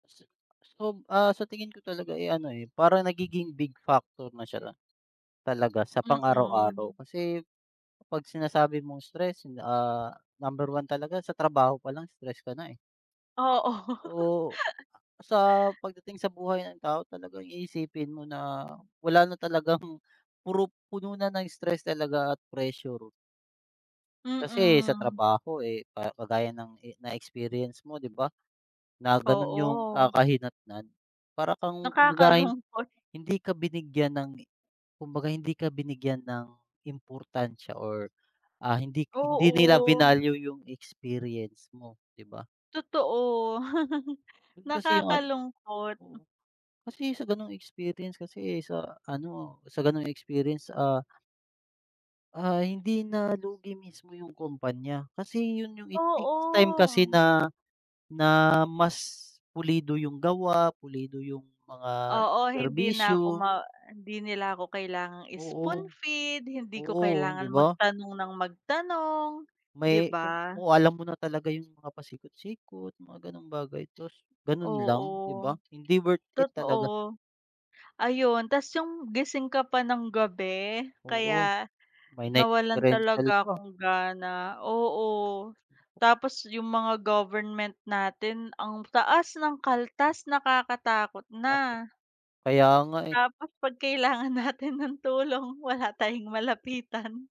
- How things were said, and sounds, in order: tapping; laugh; laughing while speaking: "Nakakalungkot"; laugh; laughing while speaking: "kailangan natin ng tulong wala tayong malapitan"
- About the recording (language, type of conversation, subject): Filipino, unstructured, Ano sa tingin mo ang pinakamalaking problema sa trabaho ngayon?